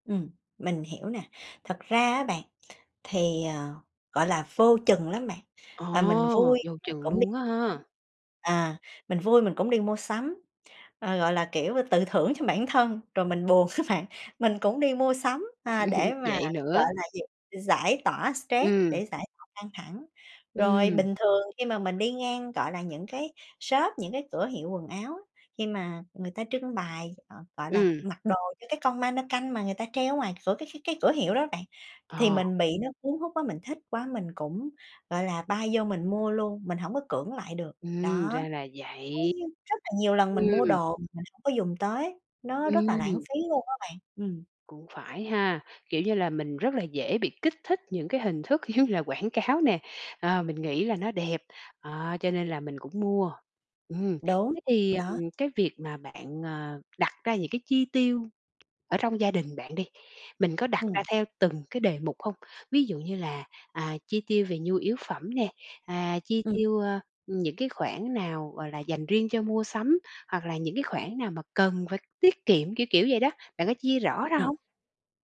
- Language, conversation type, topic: Vietnamese, advice, Làm thế nào để xây dựng thói quen tiết kiệm tiền khi bạn hay tiêu xài lãng phí?
- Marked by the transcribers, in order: tapping; other background noise; laughing while speaking: "buồn á bạn"; chuckle; laughing while speaking: "giống như là quảng cáo nè"